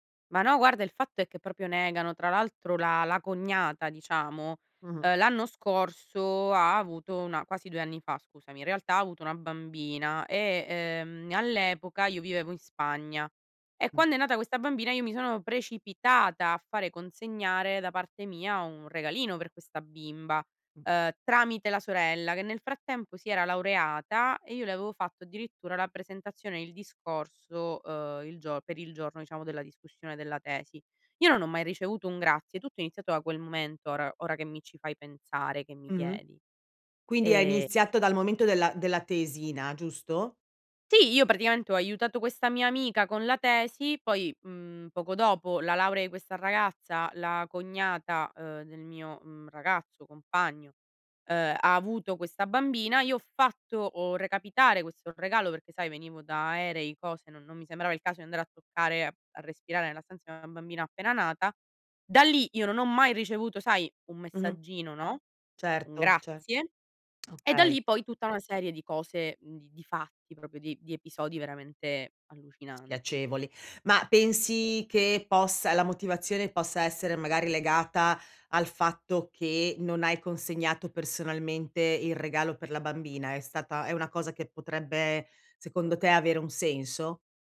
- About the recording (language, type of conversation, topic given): Italian, advice, Come posso risolvere i conflitti e i rancori del passato con mio fratello?
- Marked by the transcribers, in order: "proprio" said as "propio"; "diciamo" said as "iciamo"; "proprio" said as "propio"